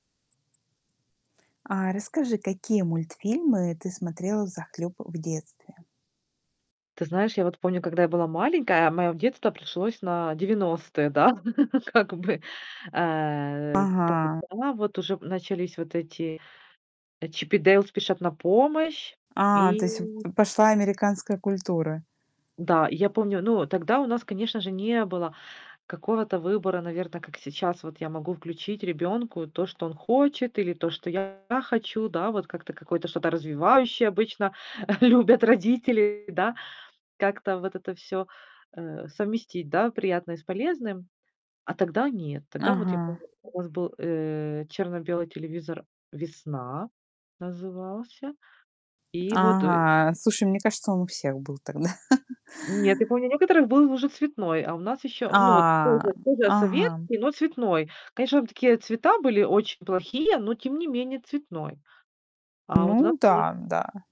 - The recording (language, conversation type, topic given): Russian, podcast, Какие мультфильмы ты в детстве смотрел взахлёб?
- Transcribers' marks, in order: static; laugh; laughing while speaking: "как"; drawn out: "Э"; distorted speech; chuckle; other noise; chuckle; tapping; drawn out: "А"